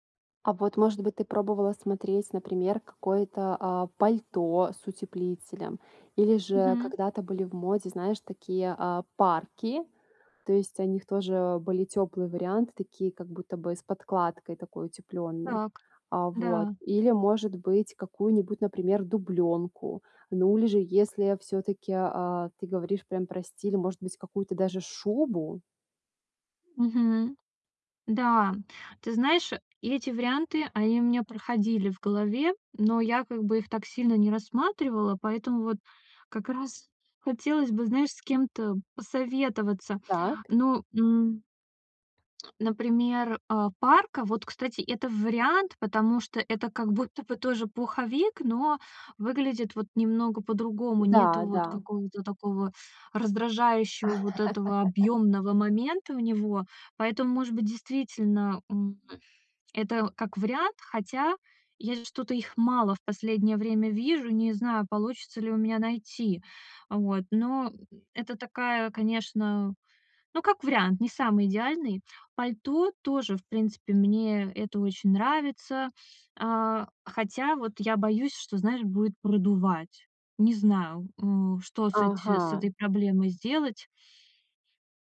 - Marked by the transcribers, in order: laugh; other background noise
- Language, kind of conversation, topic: Russian, advice, Как найти одежду, которая будет одновременно удобной и стильной?